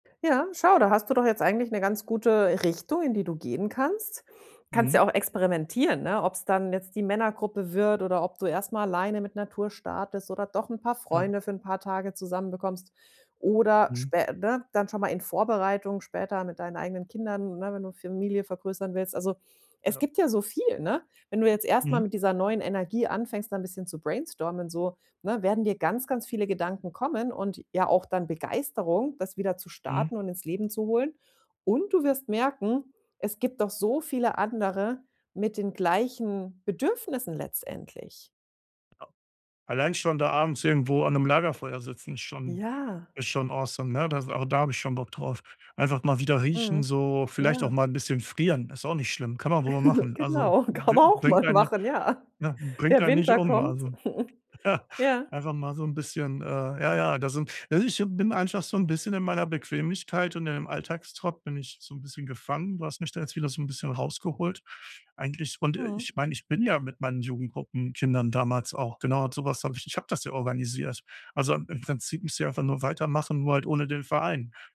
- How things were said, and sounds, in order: stressed: "Und"; other background noise; in English: "awesome"; giggle; laughing while speaking: "kann man auch mal machen, ja"; giggle
- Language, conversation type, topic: German, advice, Wie kann ich mehr Geld für Erlebnisse statt für Dinge ausgeben?